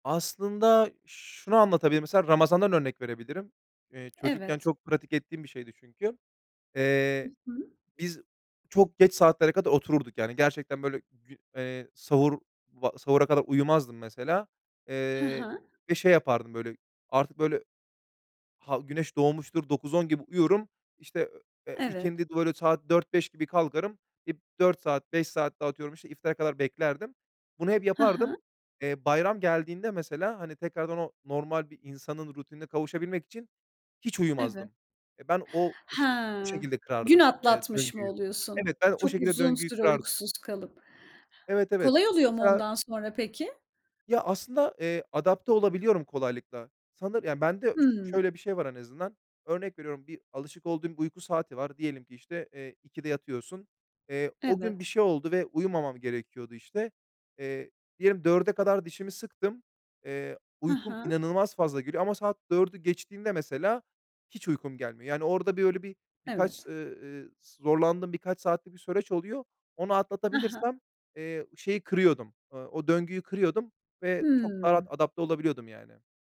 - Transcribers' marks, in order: tapping; other background noise
- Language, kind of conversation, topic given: Turkish, podcast, Uyku düzenini nasıl koruyorsun ve bunun için hangi ipuçlarını uyguluyorsun?